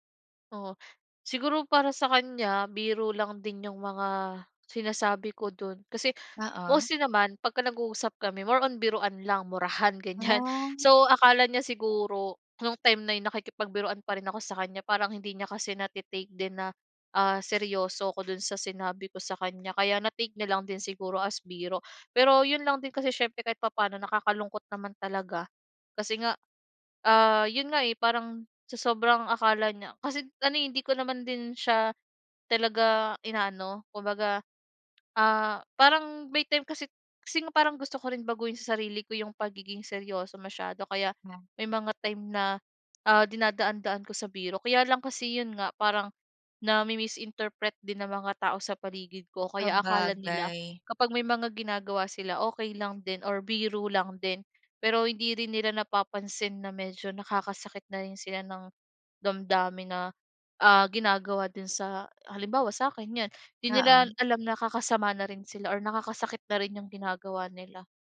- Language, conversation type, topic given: Filipino, podcast, Paano nakatutulong ang pagbabahagi ng kuwento sa pagbuo ng tiwala?
- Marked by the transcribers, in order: laughing while speaking: "ganyan"; other noise; other background noise